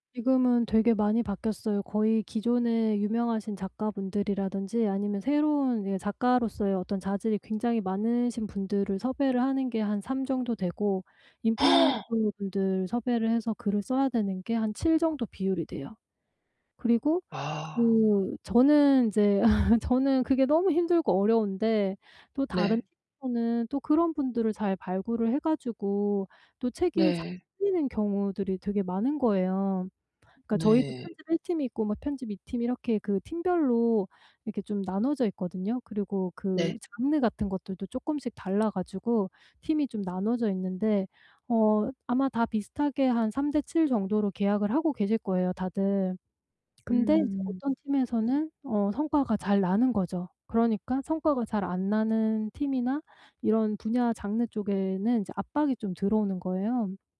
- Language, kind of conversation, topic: Korean, advice, 내 직업이 내 개인적 가치와 정말 잘 맞는지 어떻게 알 수 있을까요?
- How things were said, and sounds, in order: laugh